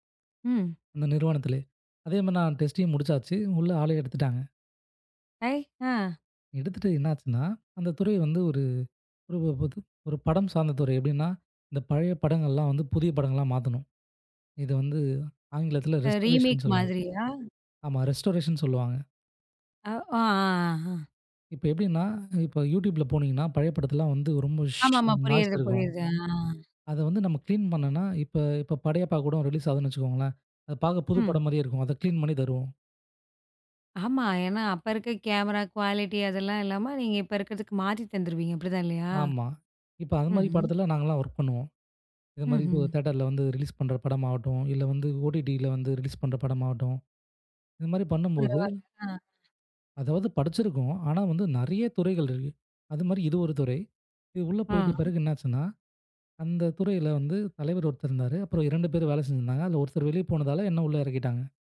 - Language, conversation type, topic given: Tamil, podcast, சிக்கலில் இருந்து உங்களை காப்பாற்றிய ஒருவரைப் பற்றி சொல்ல முடியுமா?
- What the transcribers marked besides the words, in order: in English: "டெஸ்ட்டையும்"; in English: "ரெஸ்டோரேஷன்னு"; in English: "ரீமேக்"; in English: "ரெஸ்டோரேஷன்னு"; in English: "நாய்ஸ்"; drawn out: "ஹம்"; in English: "க்ளீன்"; in English: "ரிலீஸ்"; in English: "க்ளீன்"; in English: "கேமரா க்வாலிட்டீ"; in English: "தேட்டர்ல"; in English: "ரிலீஸ்"; in English: "ரிலீஸ்"